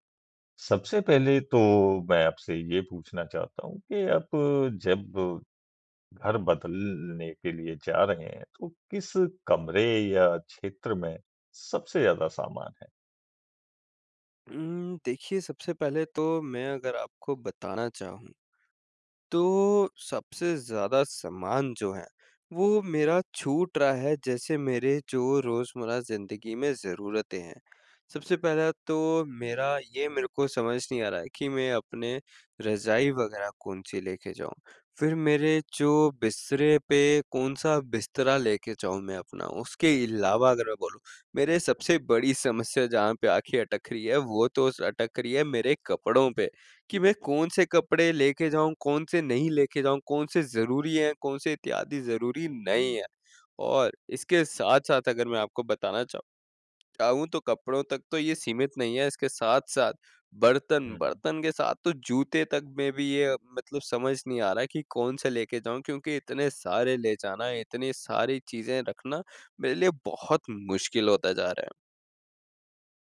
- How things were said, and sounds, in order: none
- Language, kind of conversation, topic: Hindi, advice, घर में बहुत सामान है, क्या छोड़ूँ यह तय नहीं हो रहा
- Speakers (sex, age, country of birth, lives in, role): male, 20-24, India, India, user; male, 40-44, India, India, advisor